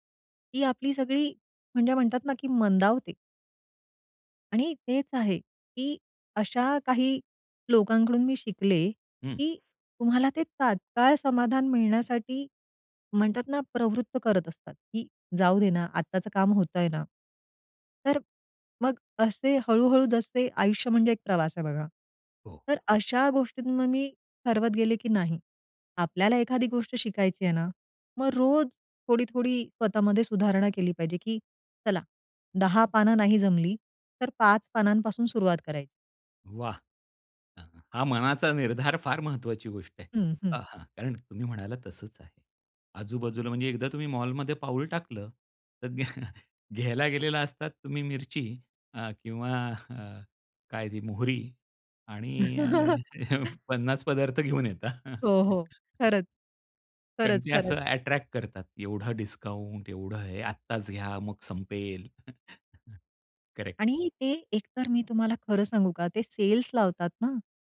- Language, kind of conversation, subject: Marathi, podcast, तात्काळ समाधान आणि दीर्घकालीन वाढ यांचा तोल कसा सांभाळतोस?
- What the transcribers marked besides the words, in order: chuckle; laughing while speaking: "हा मनाचा निर्धार"; laughing while speaking: "घ्या घ्यायला गेलेला"; chuckle; chuckle; laughing while speaking: "अ, पन्नास पदार्थ घेऊन येता"; laughing while speaking: "हो, हो. खरंच"; chuckle; in English: "ॲट्रॅक्ट"; in English: "डिस्काउन्ट"; chuckle; in English: "करेक्ट"; in English: "सेल्स"